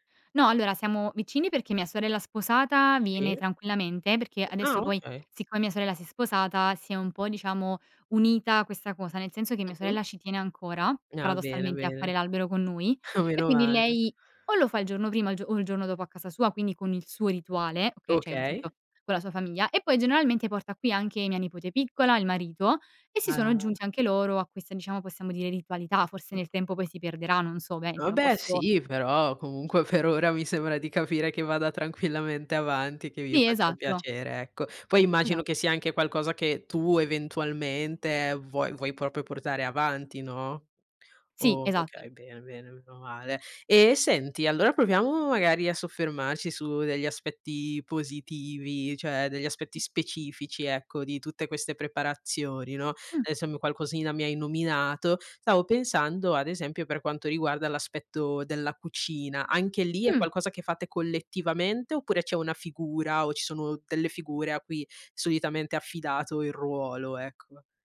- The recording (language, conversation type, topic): Italian, podcast, Qual è una tradizione di famiglia a cui sei particolarmente affezionato?
- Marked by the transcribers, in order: tapping; other background noise; chuckle; "cioè" said as "ceh"; unintelligible speech; "ovviamente" said as "veente"; "proprio" said as "propio"; unintelligible speech